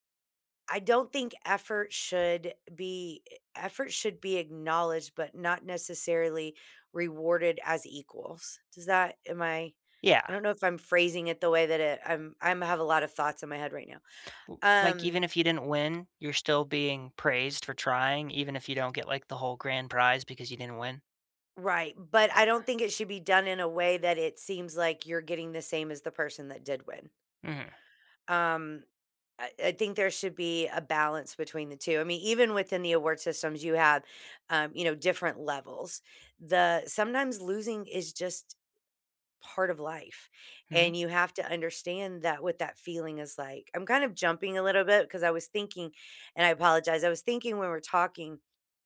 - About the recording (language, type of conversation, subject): English, unstructured, How can you convince someone that failure is part of learning?
- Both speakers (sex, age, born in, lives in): female, 50-54, United States, United States; male, 20-24, United States, United States
- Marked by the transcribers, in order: tapping